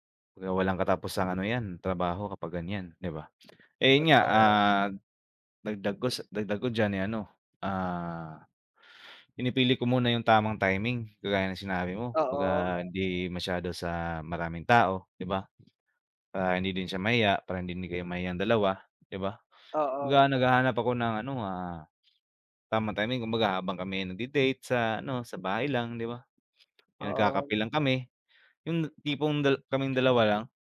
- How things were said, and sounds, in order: none
- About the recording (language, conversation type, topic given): Filipino, unstructured, Paano mo nililinaw ang usapan tungkol sa pera sa isang relasyon?